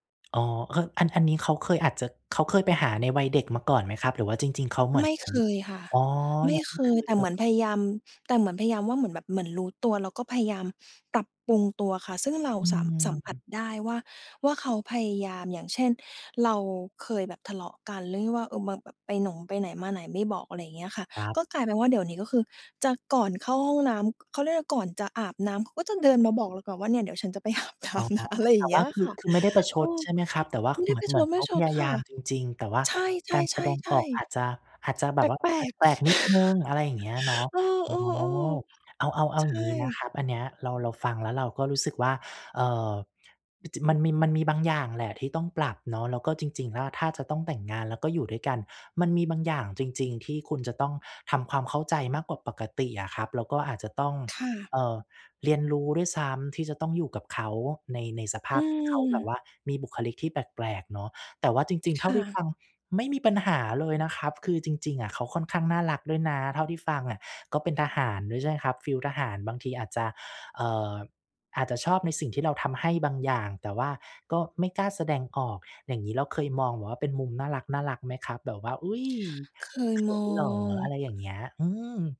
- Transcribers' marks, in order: tapping; laughing while speaking: "อาบน้ำนะ"; chuckle
- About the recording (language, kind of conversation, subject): Thai, advice, ฉันควรสื่อสารกับแฟนอย่างไรเมื่อมีความขัดแย้งเพื่อแก้ไขอย่างสร้างสรรค์?